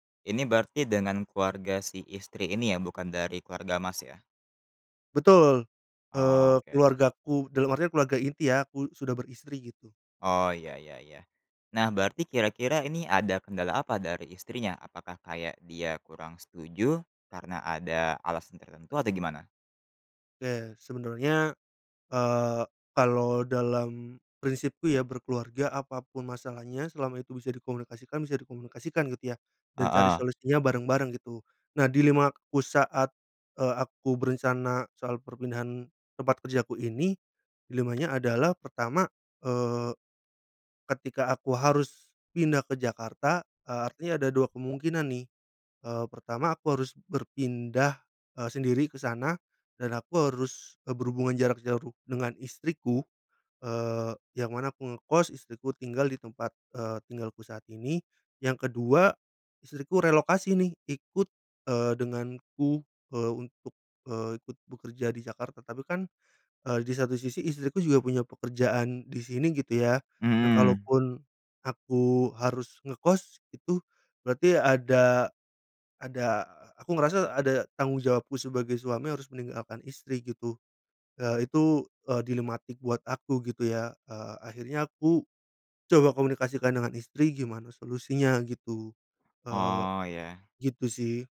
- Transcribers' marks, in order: other background noise
- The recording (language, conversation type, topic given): Indonesian, podcast, Bagaimana cara menimbang pilihan antara karier dan keluarga?